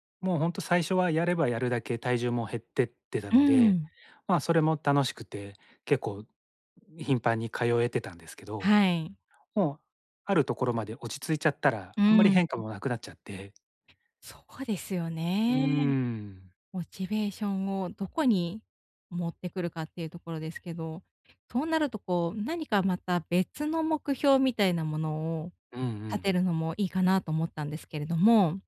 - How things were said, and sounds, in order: none
- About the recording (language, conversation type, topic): Japanese, advice, モチベーションを取り戻して、また続けるにはどうすればいいですか？